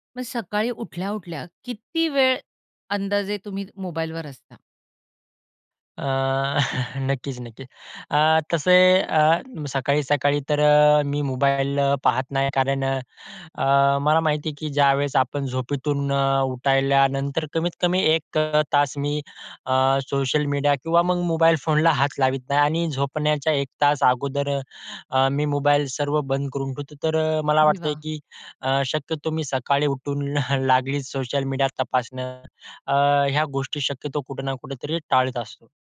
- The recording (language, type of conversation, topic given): Marathi, podcast, सोशल मीडियाने तुमच्या दैनंदिन आयुष्यात कोणते बदल घडवले आहेत?
- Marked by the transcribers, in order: chuckle; "झोपेतून" said as "झोपीतून"; "उठल्यानंतर" said as "उठायल्यानंतर"; "लावत" said as "लावीत"; chuckle; "टाळत" said as "टाळीत"